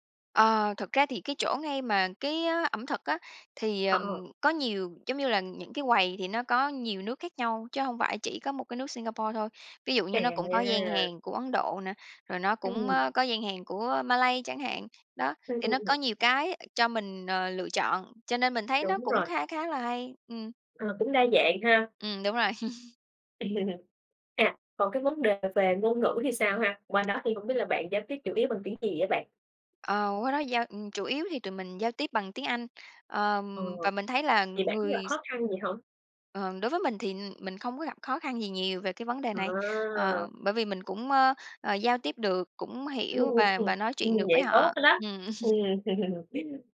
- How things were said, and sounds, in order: chuckle; tapping; chuckle
- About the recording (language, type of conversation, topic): Vietnamese, podcast, Lần đầu bạn ra nước ngoài diễn ra như thế nào?